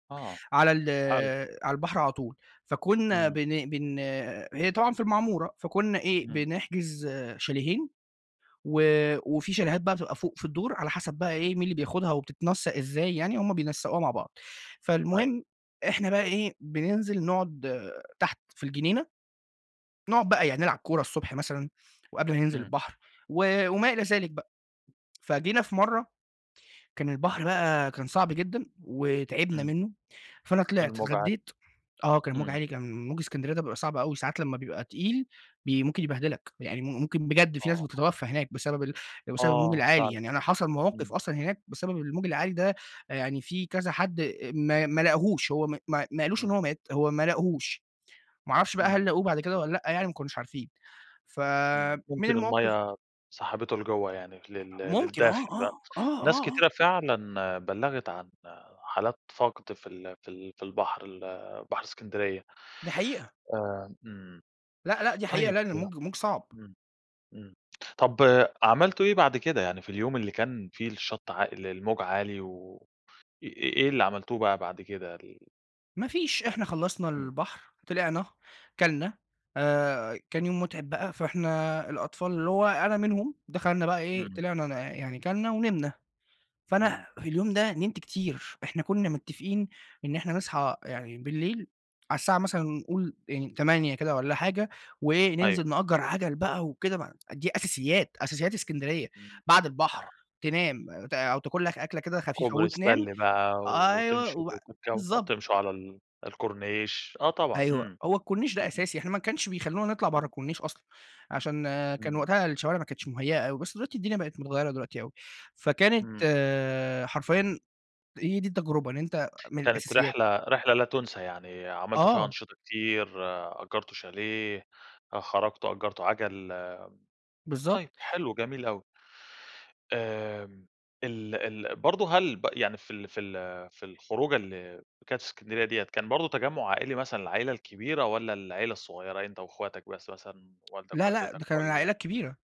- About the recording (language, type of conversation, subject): Arabic, podcast, إيه العادة العائلية اللي عمرك ما هتقدر تنساها؟
- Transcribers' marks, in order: tapping; unintelligible speech; horn; unintelligible speech; other background noise